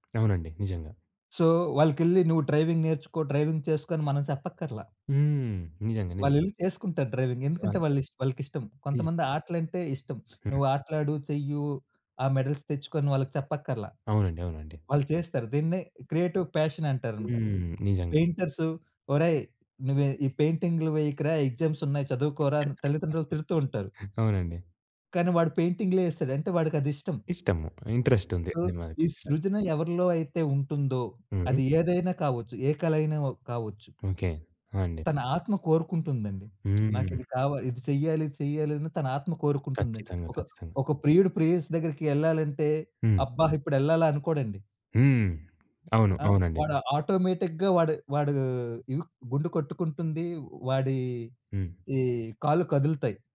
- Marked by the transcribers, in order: other background noise; in English: "సో"; in English: "డ్రైవింగ్"; in English: "డ్రైవింగ్"; in English: "డ్రైవింగ్"; in English: "మెడల్స్"; in English: "క్రియేటివ్ ప్యాషన్"; in English: "పెయింటర్స్"; in English: "ఎగ్జామ్స్"; chuckle; lip smack; in English: "ఆటోమేటిక్‌గా"
- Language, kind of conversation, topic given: Telugu, podcast, సృజనకు స్ఫూర్తి సాధారణంగా ఎక్కడ నుంచి వస్తుంది?